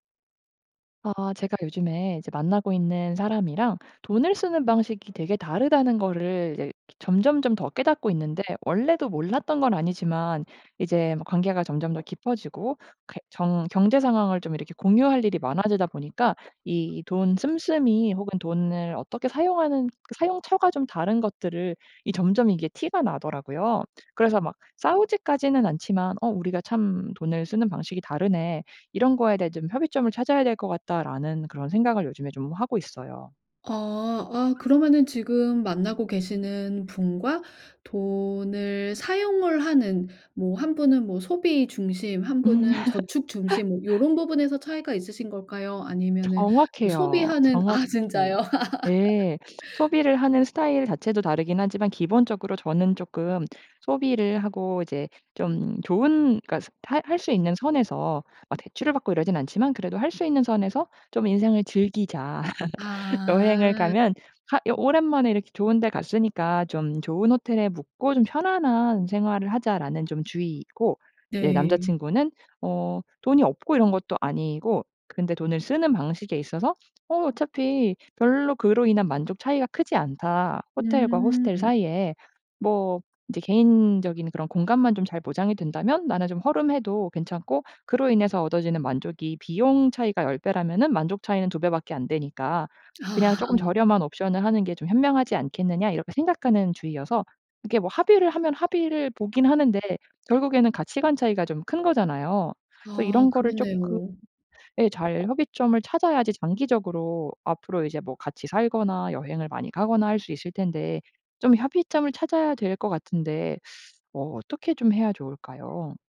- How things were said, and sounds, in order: tapping; laugh; laugh; laugh; laughing while speaking: "아"; other background noise; teeth sucking
- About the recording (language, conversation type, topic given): Korean, advice, 돈 관리 방식 차이로 인해 다툰 적이 있나요?